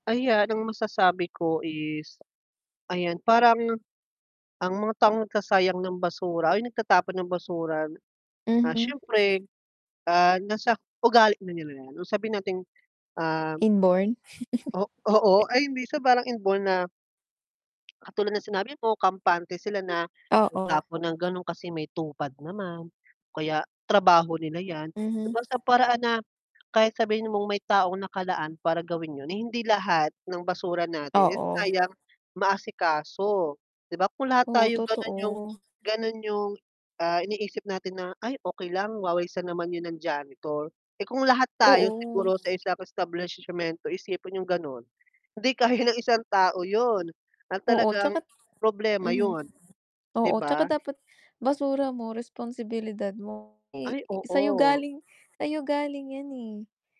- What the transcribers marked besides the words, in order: wind; tapping; distorted speech; chuckle; tongue click; other background noise; mechanical hum; laughing while speaking: "hindi kaya ng isang tao 'yun"; static
- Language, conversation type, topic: Filipino, unstructured, Ano ang masasabi mo sa mga taong nagtatapon ng basura kahit may basurahan naman sa paligid?